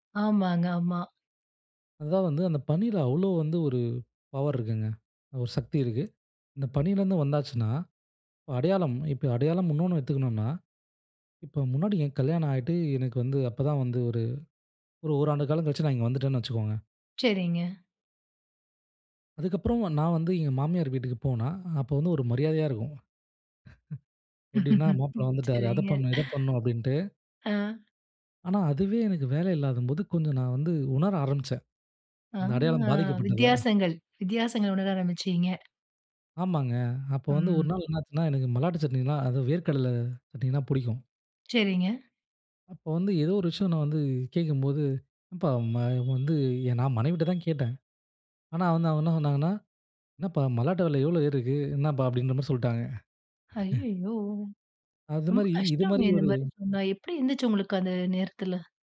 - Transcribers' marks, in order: chuckle; laughing while speaking: "சரிங்க"; horn; chuckle
- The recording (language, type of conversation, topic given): Tamil, podcast, பணியில் தோல்வி ஏற்பட்டால் உங்கள் அடையாளம் பாதிக்கப்படுமா?